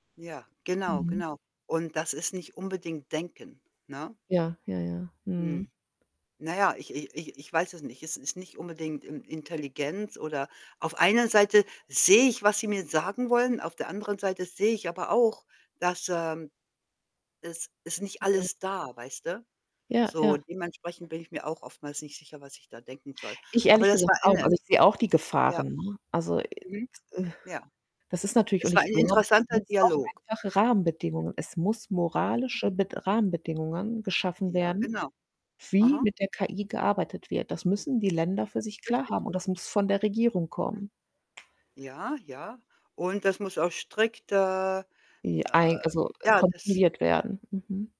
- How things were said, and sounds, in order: static; tapping; distorted speech; other noise
- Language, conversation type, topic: German, unstructured, Glaubst du, dass soziale Medien unserer Gesellschaft mehr schaden als nutzen?